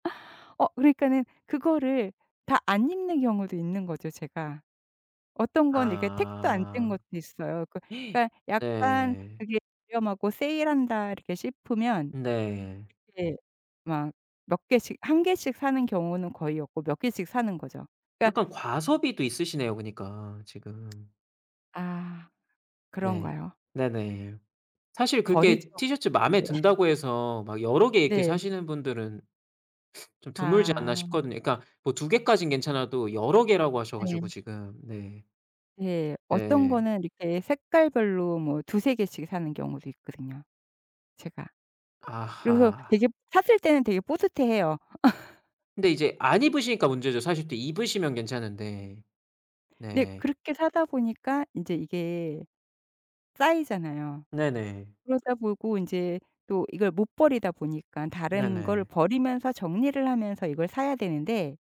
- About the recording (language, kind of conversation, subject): Korean, advice, 미니멀리즘으로 생활 방식을 바꾸고 싶은데 어디서부터 시작하면 좋을까요?
- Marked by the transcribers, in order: gasp; other noise; tapping; laugh